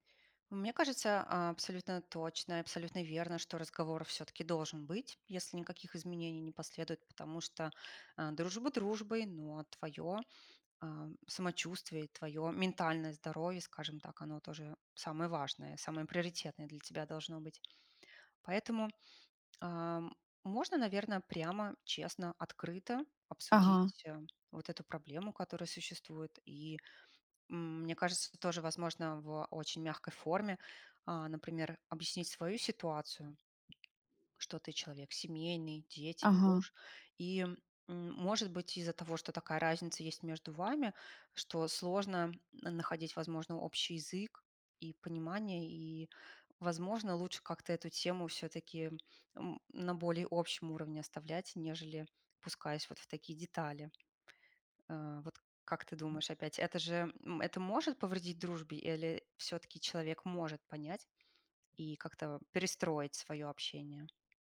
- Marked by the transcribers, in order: tapping
- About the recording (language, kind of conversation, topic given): Russian, advice, С какими трудностями вы сталкиваетесь при установлении личных границ в дружбе?